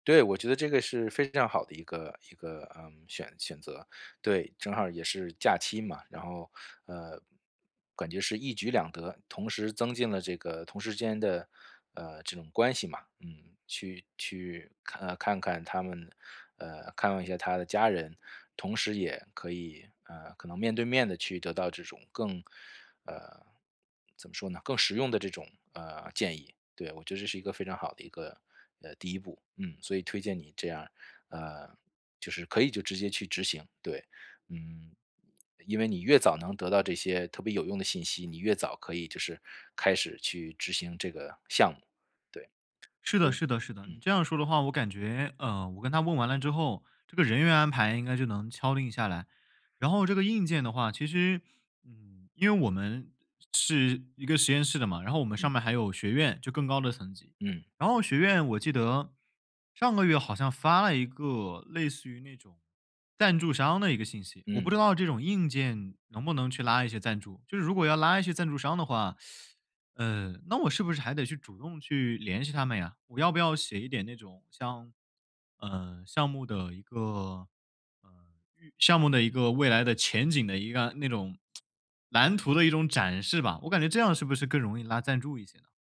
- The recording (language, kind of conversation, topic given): Chinese, advice, 在资金有限的情况下，我该如何确定资源分配的优先级？
- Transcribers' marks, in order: tapping; unintelligible speech; teeth sucking; "个" said as "干"; tsk